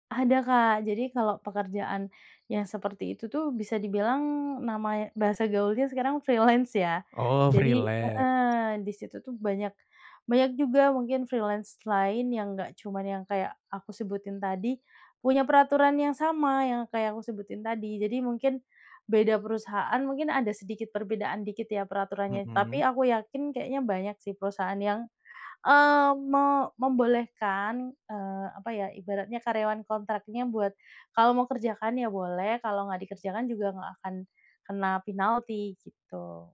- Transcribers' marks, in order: other animal sound; in English: "freelance"; in English: "freelance"; other background noise; in English: "freelance"
- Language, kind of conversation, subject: Indonesian, podcast, Bagaimana ceritamu tentang pindah karier?
- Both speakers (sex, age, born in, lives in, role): female, 30-34, Indonesia, Indonesia, guest; male, 20-24, Indonesia, Indonesia, host